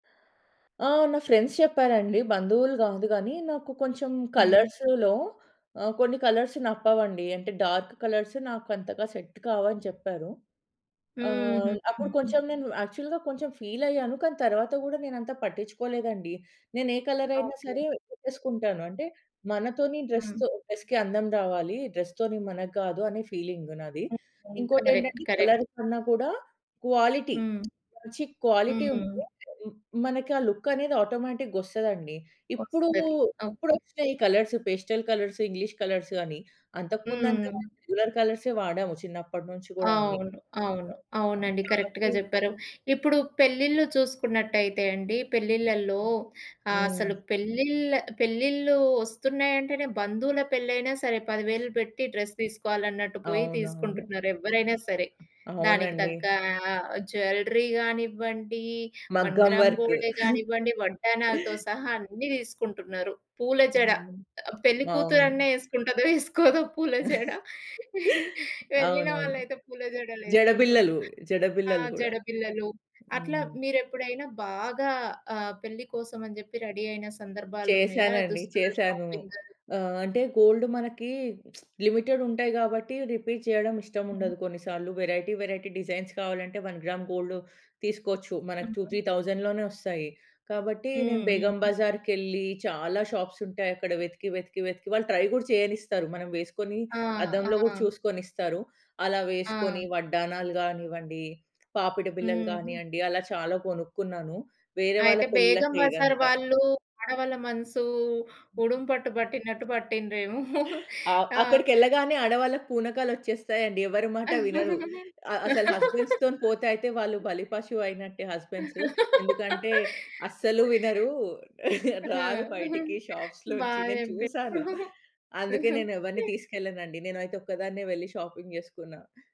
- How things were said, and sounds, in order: in English: "ఫ్రెండ్స్"; in English: "కలర్స్‌లో"; in English: "కలర్స్"; in English: "డార్క్ కలర్స్"; in English: "సెట్"; in English: "యాక్చువల్‌గా"; tapping; in English: "డ్రెస్‌తో డ్రెస్‌కి"; in English: "డ్రెస్‌తోని"; in English: "కలర్. కరెక్ట్. కరెక్ట్"; in English: "ఫీలింగ్"; in English: "కలర్"; in English: "క్వాలిటీ"; in English: "క్వాలిటీ"; in English: "కలర్స్. పేస్టెల్ కలర్స్, ఇంగ్లీష్ కలర్స్"; in English: "రెగ్యులర్"; in English: "కరెక్ట్‌గా"; other background noise; unintelligible speech; in English: "డ్రెస్"; in English: "జ్యువెల‌రీ"; in English: "వర్క్"; in English: "వన్ గ్రామ్ గోల్డే"; chuckle; laugh; laughing while speaking: "ఏసుకోదో పూల జడ, ఎళ్ళిన వాళ్ళైతే పూల జడలేసుకుంటుండ్రు"; in English: "షాపింగ్?"; lip smack; in English: "లిమిటెడ్"; in English: "రిపీట్"; in English: "వెరైటీ వెరైటీ డిజైన్స్"; in English: "వన్ గ్రామ్"; in English: "టూ, త్రీ థౌసండ్‌లోనే"; in English: "షాప్స్"; in English: "ట్రై"; laugh; laughing while speaking: "ఆ! బా జెప్పిర్రు"; in English: "హస్బెండ్స్‌తోని"; laughing while speaking: "రారు బయటికి షాప్స్‌లోంచి. నేను చూశాను"; in English: "షాప్స్‌లోంచి"; in English: "షాపింగ్"
- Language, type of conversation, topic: Telugu, podcast, దుస్తులు ఎంచుకునేటప్పుడు మీ అంతర్భావం మీకు ఏమి చెబుతుంది?